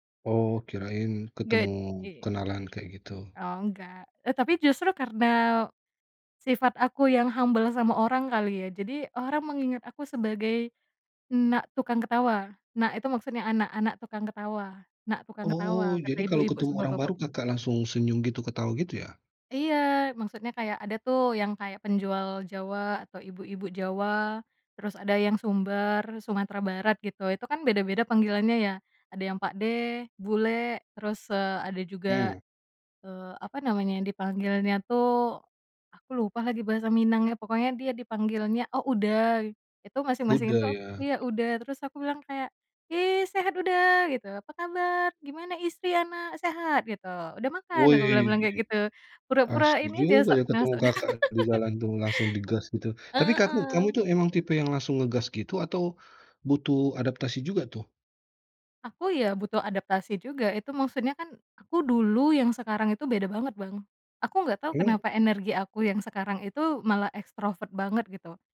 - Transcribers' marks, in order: in English: "humble"; laughing while speaking: "dekat"; laugh
- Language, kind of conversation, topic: Indonesian, podcast, Bagaimana proses kamu membangun kebiasaan kreatif baru?